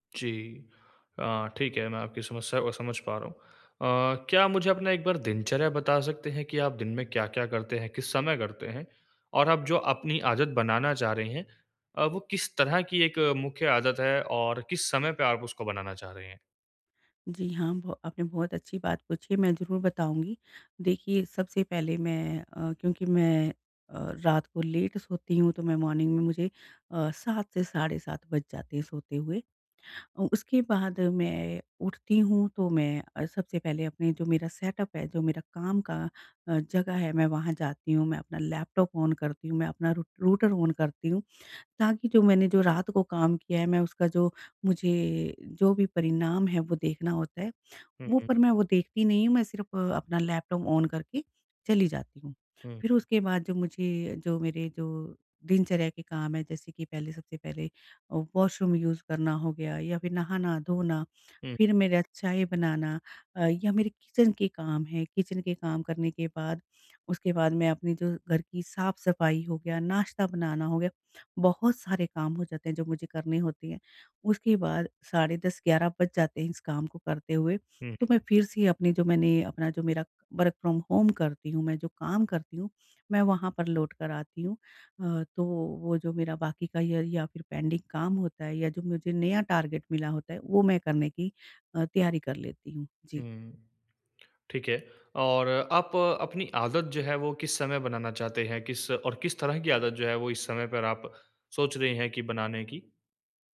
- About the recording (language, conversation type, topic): Hindi, advice, रुकावटों के बावजूद मैं अपनी नई आदत कैसे बनाए रखूँ?
- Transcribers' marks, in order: in English: "लेट"; in English: "मॉर्निंग"; in English: "सेटअप"; in English: "ऑन"; in English: "रूट रूटर ऑन"; in English: "ऑन"; in English: "वॉशरूम यूज़"; in English: "किचन"; in English: "किचन"; in English: "पेंडिंग"; in English: "टारगेट"